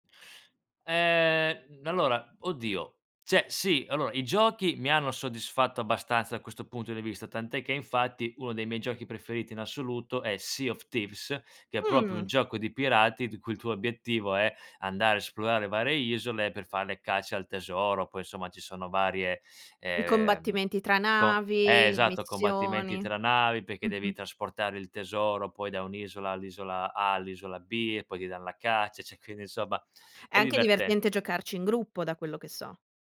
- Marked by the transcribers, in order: "cioè" said as "ceh"; drawn out: "Mhmm"; "proprio" said as "propio"; "varie" said as "vare"; other background noise; tapping; "cioè" said as "ceh"
- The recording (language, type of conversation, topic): Italian, podcast, Qual è il tuo progetto personale che ti appassiona di più?